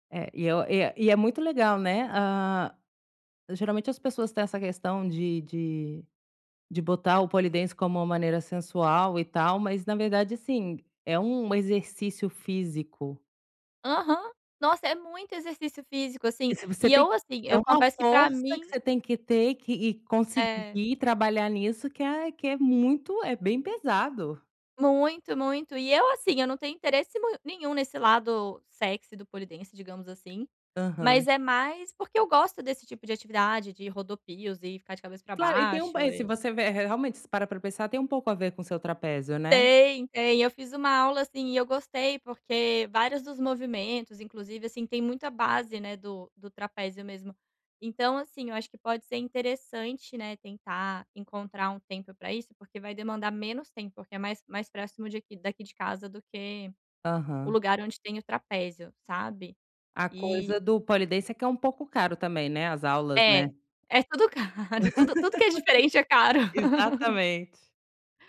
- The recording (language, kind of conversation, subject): Portuguese, advice, Como posso encontrar mais tempo para as minhas paixões?
- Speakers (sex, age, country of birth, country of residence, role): female, 30-34, Brazil, Portugal, user; female, 35-39, Brazil, Spain, advisor
- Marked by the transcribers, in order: in English: "pole dance"; in English: "sexy"; in English: "pole dance"; other background noise; in English: "pole dance"; laughing while speaking: "caro"; laugh; laugh